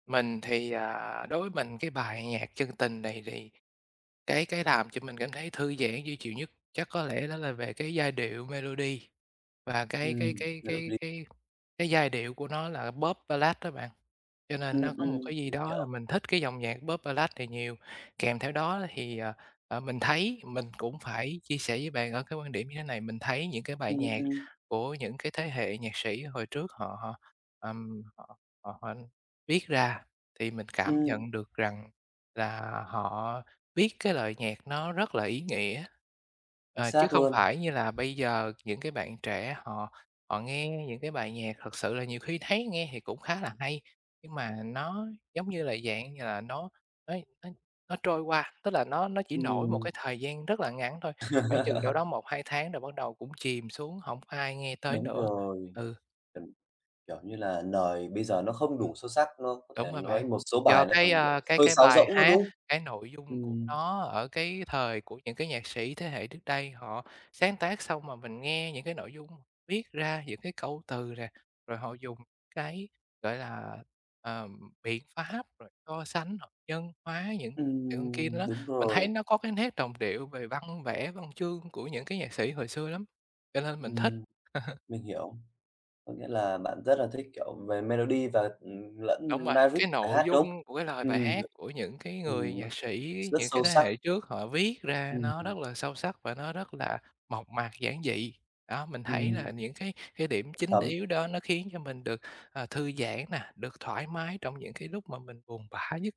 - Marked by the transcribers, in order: tapping; in English: "melody"; in English: "melody"; other background noise; laugh; unintelligible speech; laugh; in English: "melody"; in English: "lai ríc"; "lyrics" said as "lai ríc"
- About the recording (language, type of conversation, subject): Vietnamese, podcast, Bài hát nào giúp bạn thư giãn nhất?